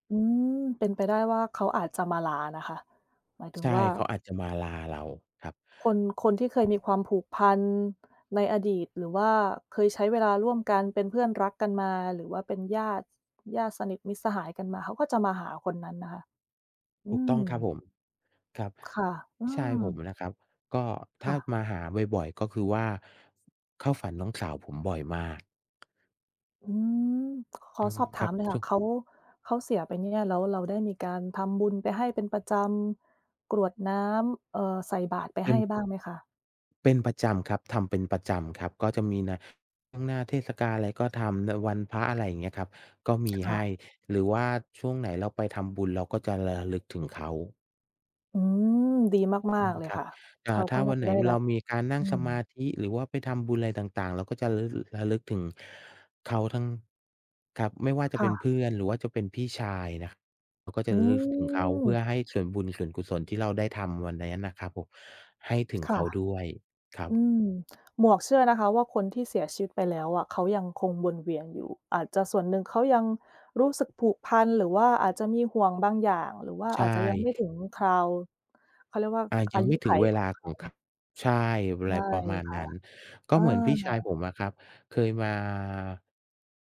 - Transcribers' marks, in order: other background noise; tapping
- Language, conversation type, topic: Thai, unstructured, คุณเชื่อว่าความรักยังคงอยู่หลังความตายไหม และเพราะอะไรถึงคิดแบบนั้น?